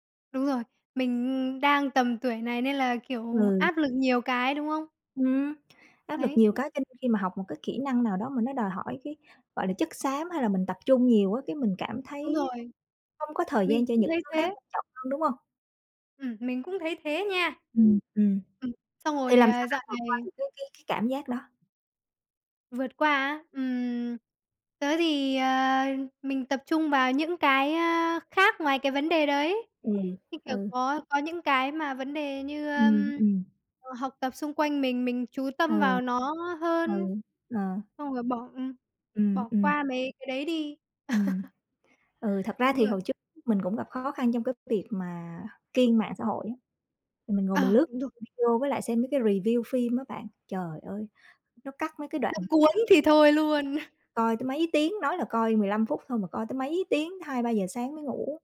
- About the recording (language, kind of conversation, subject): Vietnamese, unstructured, Tại sao nhiều người bỏ cuộc giữa chừng khi học một kỹ năng mới?
- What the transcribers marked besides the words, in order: other background noise; chuckle; tapping; unintelligible speech; in English: "review"